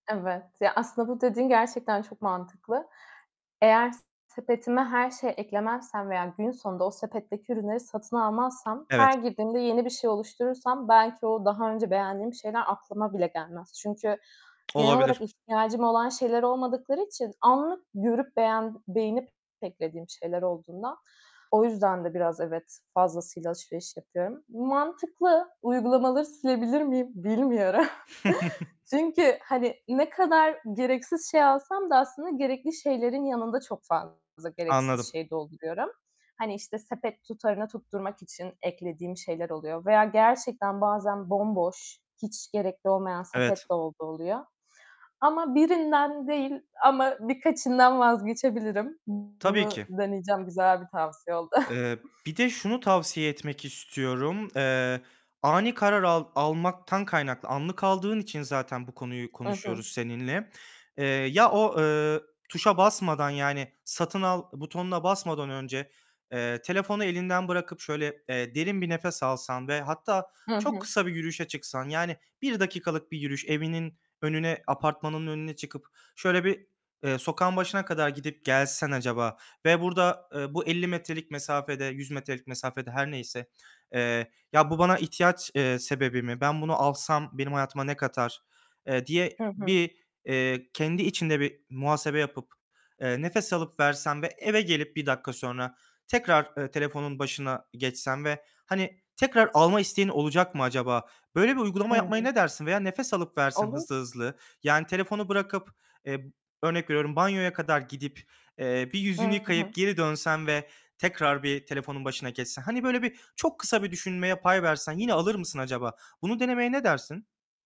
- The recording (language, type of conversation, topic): Turkish, advice, Kontrolsüz anlık alışverişler yüzünden paranızın bitmesini nasıl önleyebilirsiniz?
- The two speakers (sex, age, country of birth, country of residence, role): female, 25-29, Turkey, Greece, user; male, 25-29, Turkey, Germany, advisor
- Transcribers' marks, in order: tapping; other background noise; distorted speech; chuckle; chuckle